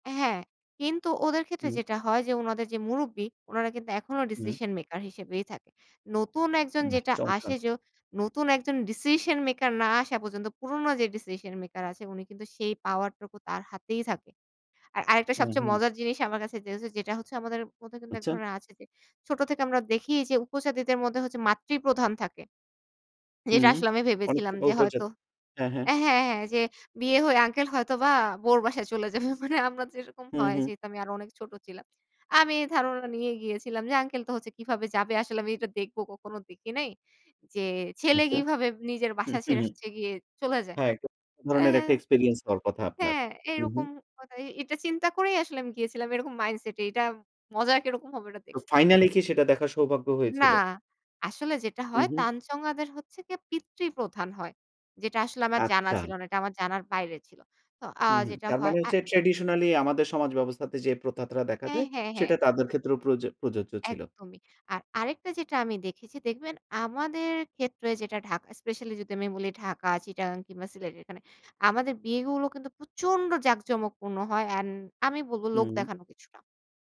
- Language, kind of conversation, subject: Bengali, podcast, কোন সংস্কৃতির আতিথেয়তায় আপনি সবচেয়ে বেশি বিস্মিত হয়েছেন, এবং কেন?
- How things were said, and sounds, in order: unintelligible speech; laughing while speaking: "চলে যাবে। মানে"; unintelligible speech; other background noise